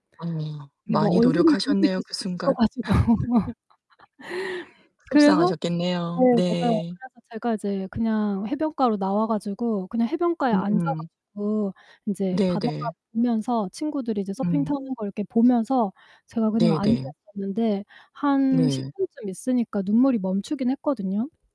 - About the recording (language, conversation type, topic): Korean, advice, 오해로 감정이 상한 뒤 대화를 다시 시작하기가 왜 이렇게 어려울까요?
- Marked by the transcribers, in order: distorted speech; laugh; other background noise